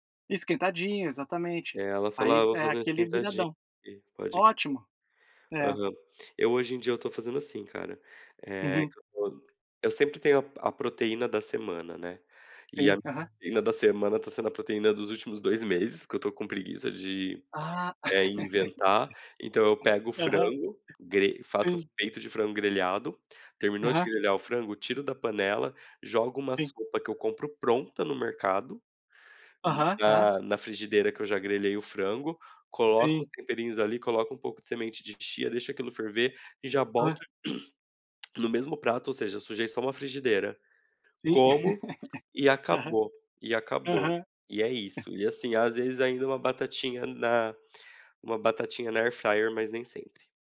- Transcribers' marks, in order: other noise; other background noise; chuckle; throat clearing; laugh; chuckle
- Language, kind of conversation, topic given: Portuguese, unstructured, Qual comida simples te traz mais conforto?